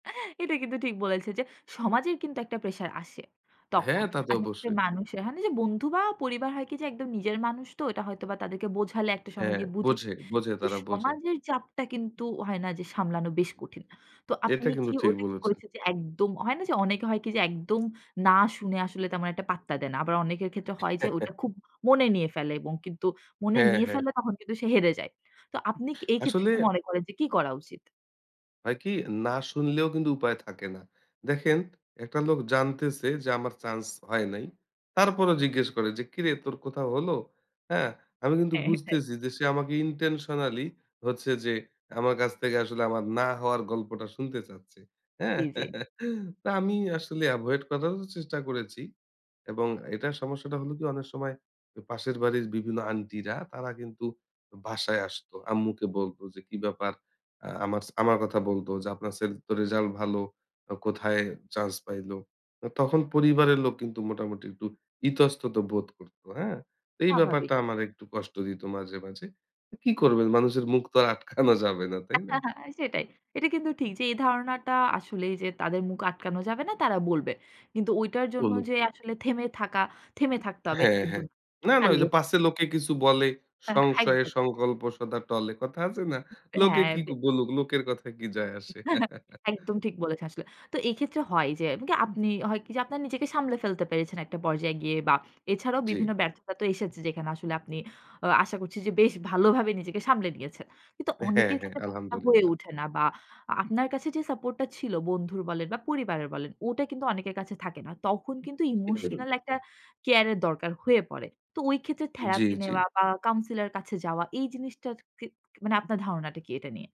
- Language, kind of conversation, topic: Bengali, podcast, ব্যর্থ হলে আপনি কীভাবে আবার ঘুরে দাঁড়ান?
- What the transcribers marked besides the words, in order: chuckle; tapping; chuckle; in English: "ইনটেনশনালি"; chuckle; laughing while speaking: "আটকানো"; chuckle; other background noise; chuckle; chuckle; unintelligible speech